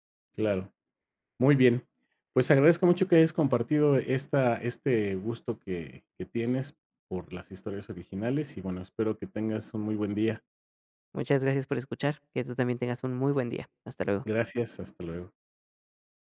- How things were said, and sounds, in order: none
- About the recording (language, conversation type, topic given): Spanish, podcast, ¿Te gustan más los remakes o las historias originales?